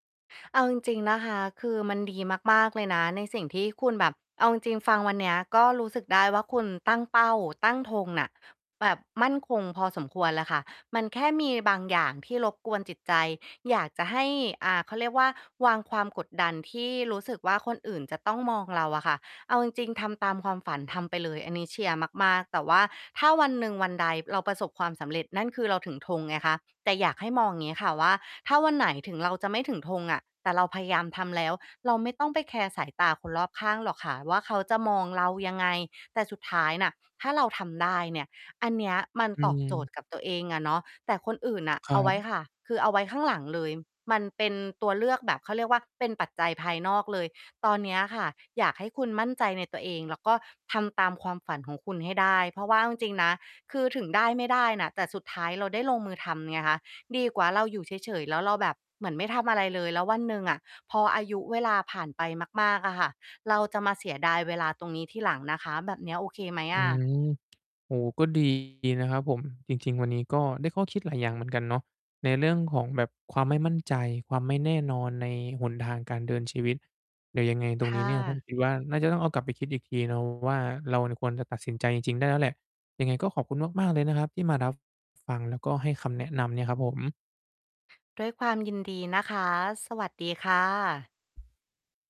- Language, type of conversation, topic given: Thai, advice, อะไรทำให้คุณรู้สึกไม่มั่นใจเมื่อต้องตัดสินใจเรื่องสำคัญในชีวิต?
- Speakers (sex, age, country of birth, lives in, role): female, 35-39, Thailand, Thailand, advisor; male, 20-24, Thailand, Thailand, user
- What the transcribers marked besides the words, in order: tapping; distorted speech